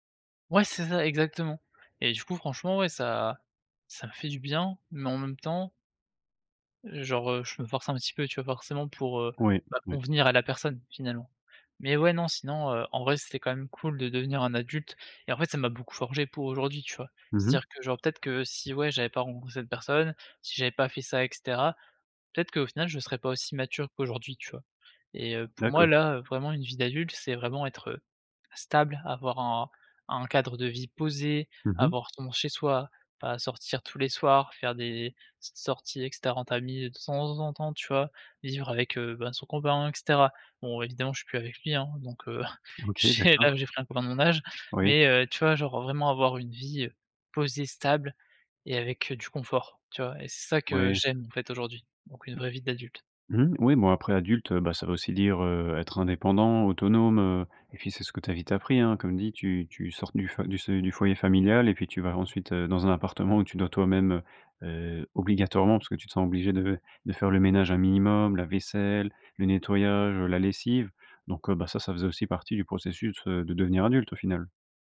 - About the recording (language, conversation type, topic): French, podcast, Peux-tu raconter un moment où tu as dû devenir adulte du jour au lendemain ?
- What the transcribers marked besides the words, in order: laughing while speaking: "donc heu, ch là, j'ai pris un copain de mon âge"; tapping